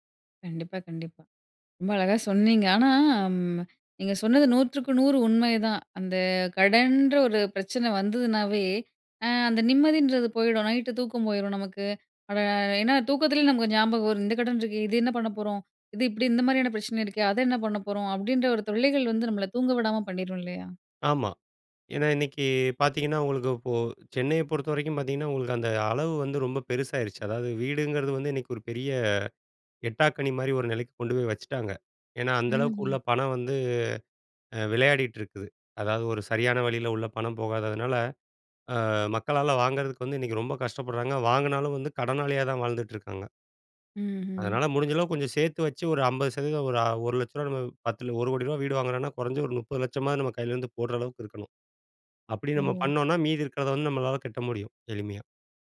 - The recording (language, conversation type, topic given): Tamil, podcast, வறுமையைப் போல அல்லாமல் குறைவான உடைமைகளுடன் மகிழ்ச்சியாக வாழ்வது எப்படி?
- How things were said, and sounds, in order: none